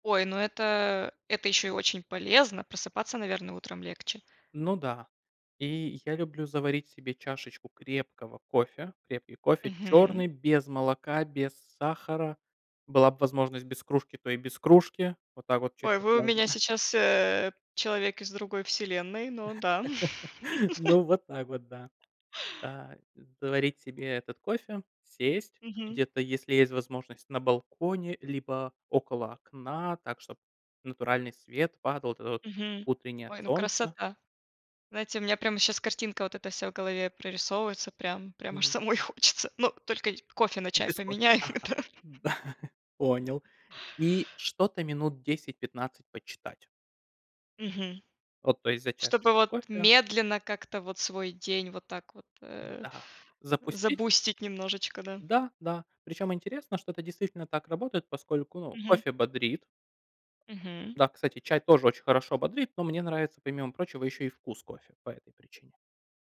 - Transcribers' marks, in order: chuckle; laugh; laugh; tapping; laughing while speaking: "самой хочется"; laughing while speaking: "поменяю. Это"; laughing while speaking: "Да"
- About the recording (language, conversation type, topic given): Russian, unstructured, Какие привычки помогают сделать твой день более продуктивным?